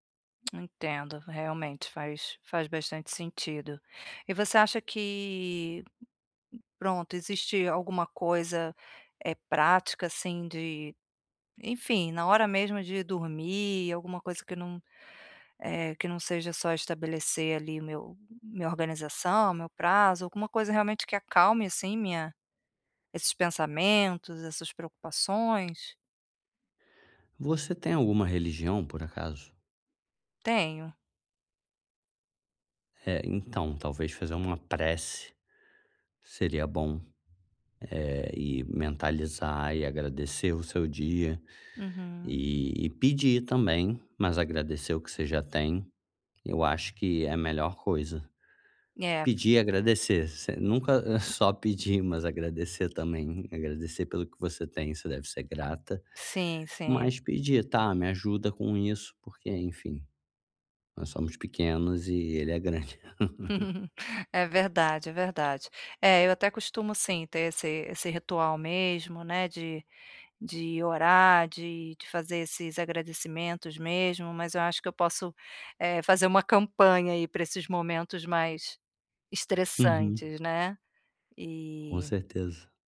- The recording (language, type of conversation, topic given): Portuguese, advice, Como é a sua rotina relaxante antes de dormir?
- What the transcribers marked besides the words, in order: tongue click; other background noise; tapping; chuckle; laugh